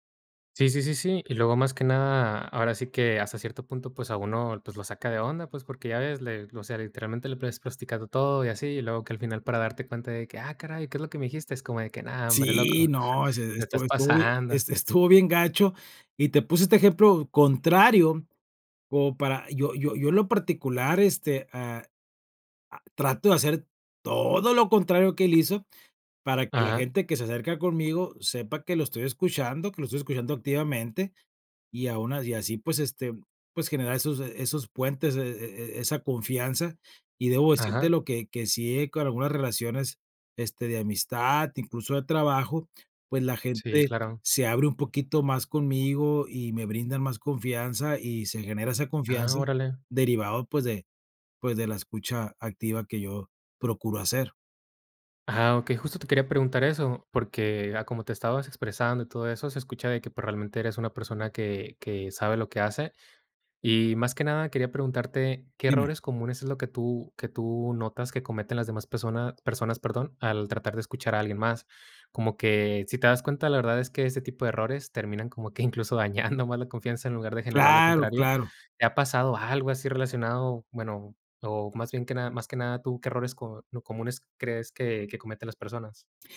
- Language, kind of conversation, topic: Spanish, podcast, ¿Cómo ayuda la escucha activa a generar confianza?
- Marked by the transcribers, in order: "pues" said as "plues"; "platicado" said as "plasticado"; chuckle; stressed: "todo"; other background noise; laughing while speaking: "incluso dañando"